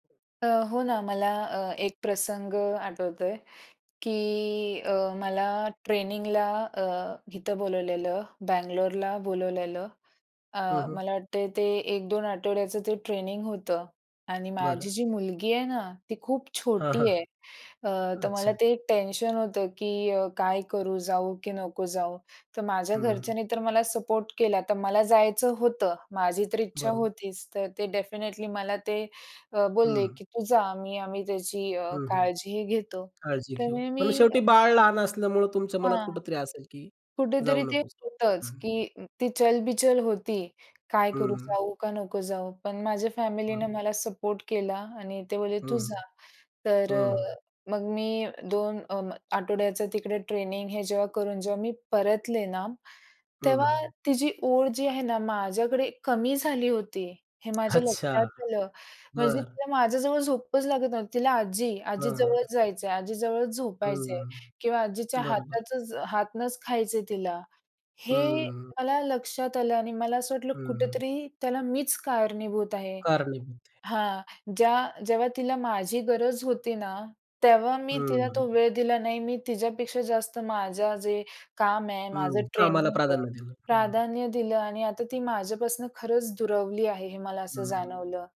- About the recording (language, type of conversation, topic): Marathi, podcast, काम आणि वैयक्तिक आयुष्य यांचा समतोल साधण्यासाठी तुम्ही कोणते सोपे उपाय सुचवाल?
- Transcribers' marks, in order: other background noise; tapping; horn